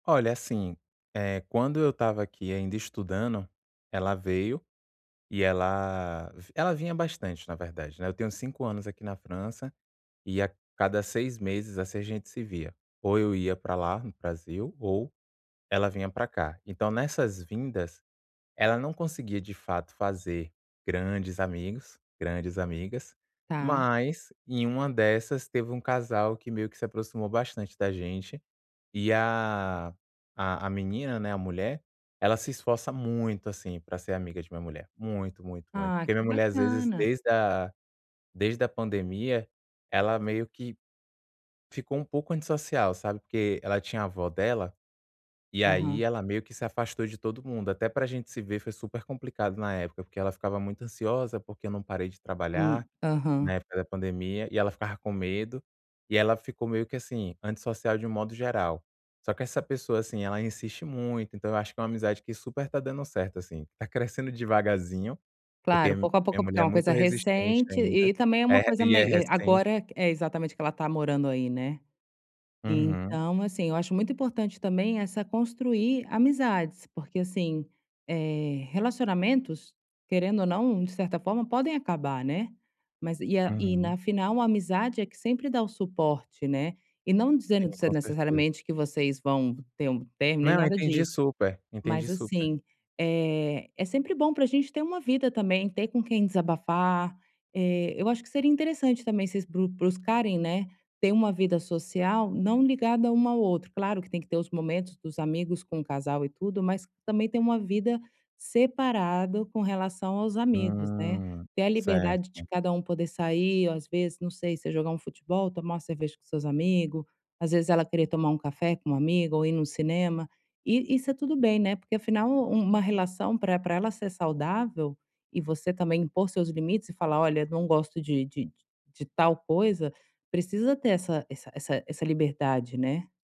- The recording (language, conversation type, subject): Portuguese, advice, Como estabelecer limites saudáveis no início de um relacionamento?
- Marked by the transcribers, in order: none